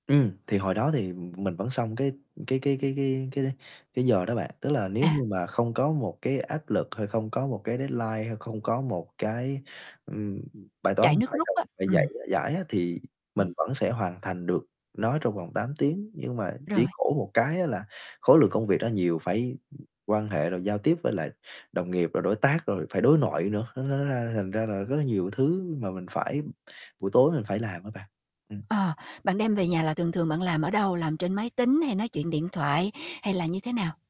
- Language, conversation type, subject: Vietnamese, advice, Vì sao bạn luôn mang việc về nhà và điều đó đang ảnh hưởng thế nào đến sức khỏe cũng như gia đình của bạn?
- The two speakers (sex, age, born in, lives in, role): female, 45-49, Vietnam, United States, advisor; male, 20-24, Vietnam, Vietnam, user
- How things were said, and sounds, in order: tapping; in English: "deadline"; distorted speech; static